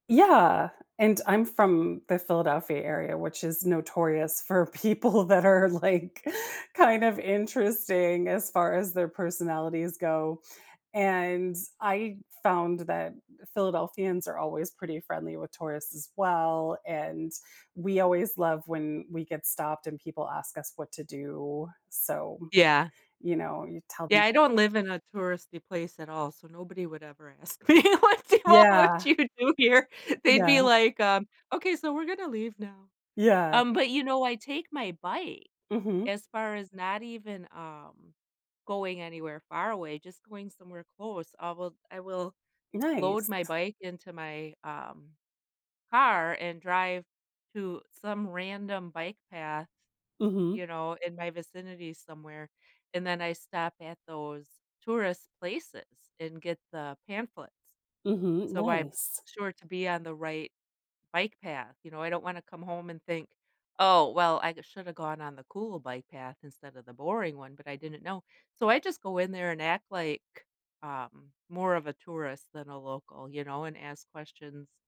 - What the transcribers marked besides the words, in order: laughing while speaking: "people that are like"; other background noise; tapping; laughing while speaking: "me, What do all what you do here?"
- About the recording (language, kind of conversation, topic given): English, unstructured, How can I avoid tourist traps without missing highlights?